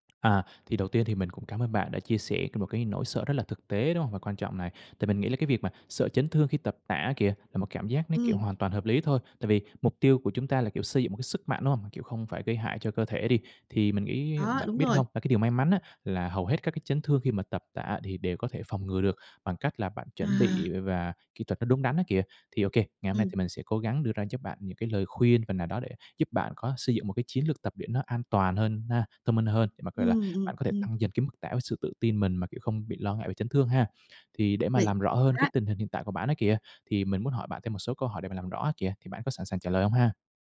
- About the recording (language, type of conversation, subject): Vietnamese, advice, Bạn lo lắng thế nào về nguy cơ chấn thương khi nâng tạ hoặc tập nặng?
- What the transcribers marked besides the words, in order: tapping; unintelligible speech